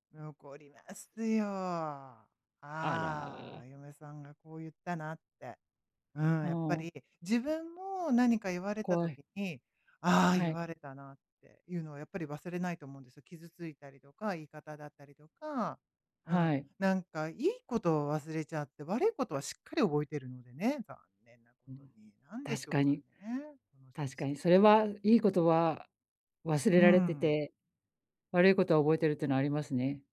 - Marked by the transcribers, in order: none
- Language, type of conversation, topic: Japanese, advice, 育児方針の違いについて、パートナーとどう話し合えばよいですか？